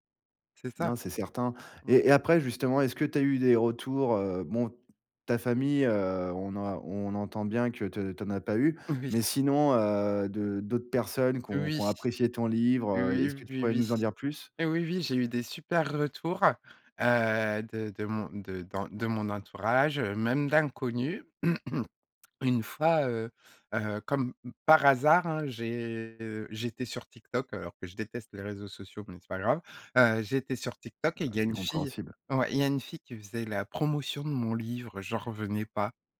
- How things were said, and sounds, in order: laughing while speaking: "Oui"; throat clearing
- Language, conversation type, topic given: French, podcast, Peux-tu me parler d’un moment où tu as osé te montrer vulnérable en créant ?